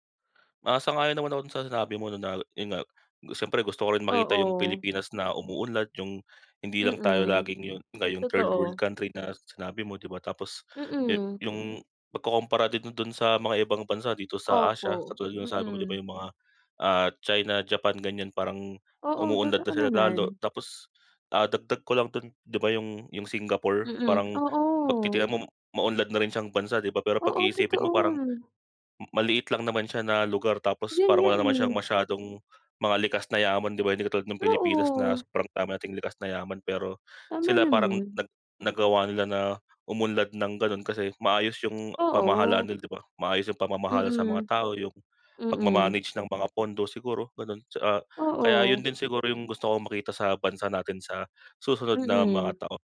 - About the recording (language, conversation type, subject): Filipino, unstructured, Paano mo gustong makita ang kinabukasan ng ating bansa?
- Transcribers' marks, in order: in English: "third world country"; other background noise